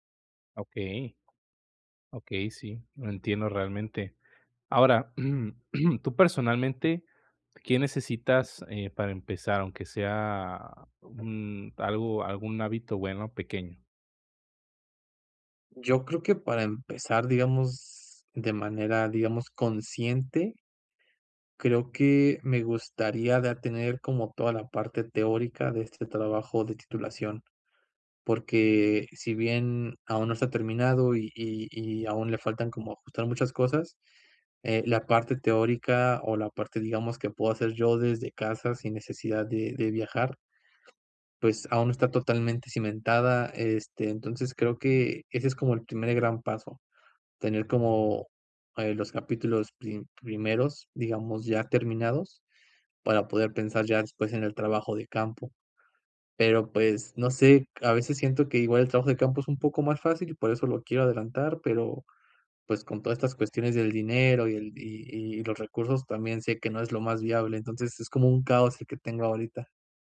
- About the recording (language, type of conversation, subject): Spanish, advice, ¿Cómo puedo dejar de procrastinar y crear mejores hábitos?
- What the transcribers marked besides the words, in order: tapping; throat clearing